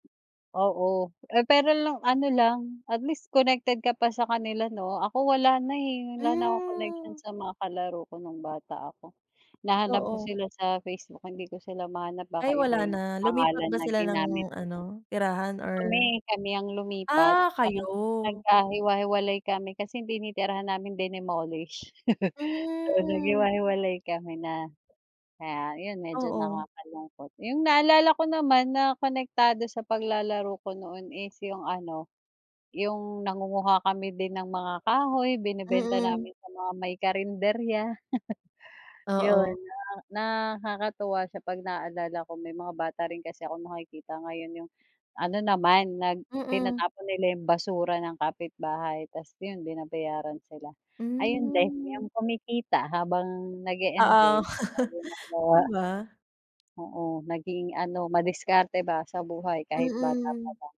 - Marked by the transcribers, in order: chuckle; chuckle; chuckle
- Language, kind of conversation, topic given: Filipino, unstructured, Ano ang paborito mong laro noong bata ka pa?